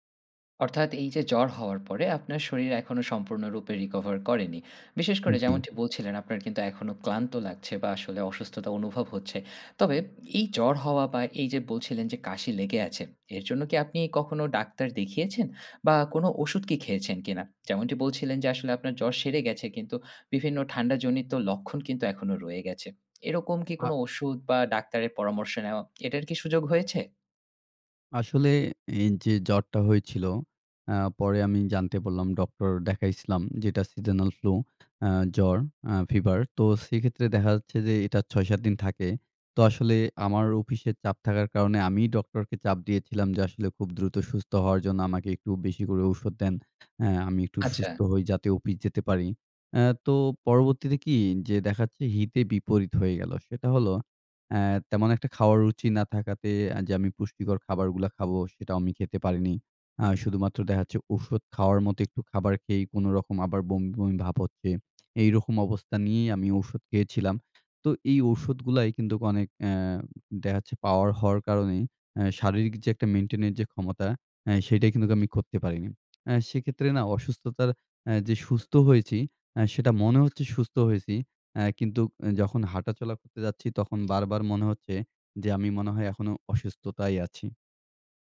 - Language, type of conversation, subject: Bengali, advice, অসুস্থতার পর শরীর ঠিকমতো বিশ্রাম নিয়ে সেরে উঠছে না কেন?
- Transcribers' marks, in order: in English: "recover"; in English: "seasonal flu"; in English: "fever"; in English: "maintain"